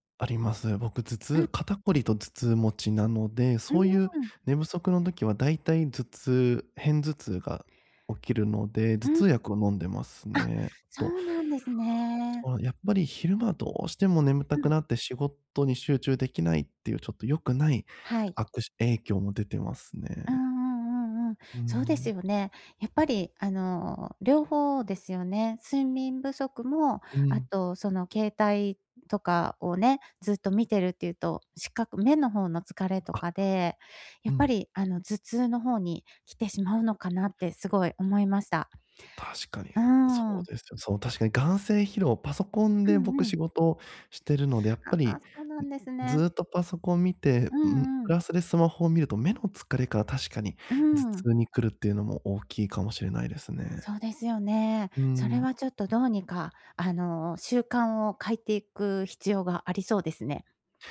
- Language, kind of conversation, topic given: Japanese, advice, 就寝前にスマホや画面をつい見てしまう習慣をやめるにはどうすればいいですか？
- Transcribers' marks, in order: other background noise